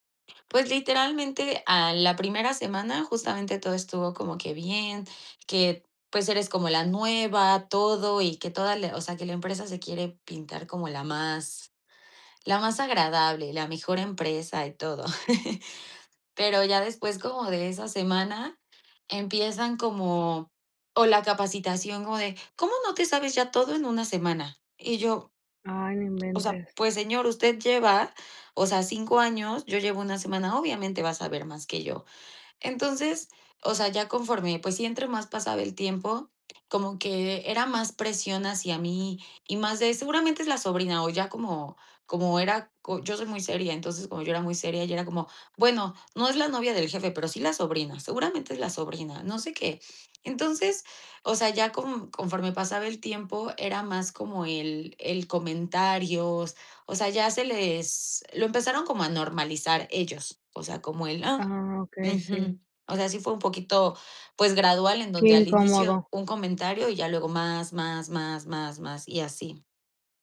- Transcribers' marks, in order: chuckle
- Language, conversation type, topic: Spanish, podcast, ¿Cómo decidiste dejar un trabajo estable?